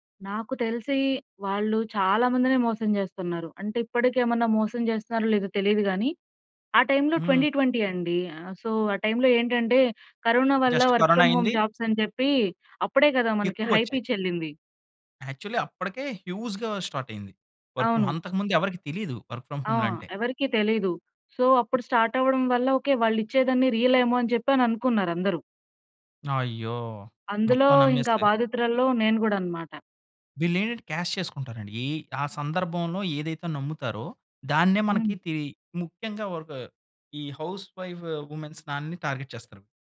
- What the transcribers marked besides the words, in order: in English: "ట్వెంటీ ట్వెంటీ"; in English: "సో"; in English: "వర్క్ ఫ్రమ్ హోమ్ జాబ్స్"; in English: "జస్ట్"; in English: "హై పిచ్"; in English: "యాక్చువల్లీ"; in English: "హ్యూజ్‌గా స్టార్ట్"; in English: "వర్క్ హోమ్"; in English: "వర్క్ ఫ్రమ్ హోమ్‌లో"; in English: "సో"; in English: "స్టార్ట్"; in English: "రియల్"; in English: "క్యాష్"; in English: "హౌస్ వైఫ్ వుమెన్స్"; in English: "టార్గెట్"
- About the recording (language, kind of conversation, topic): Telugu, podcast, సరైన సమయంలో జరిగిన పరీక్ష లేదా ఇంటర్వ్యూ ఫలితం ఎలా మారింది?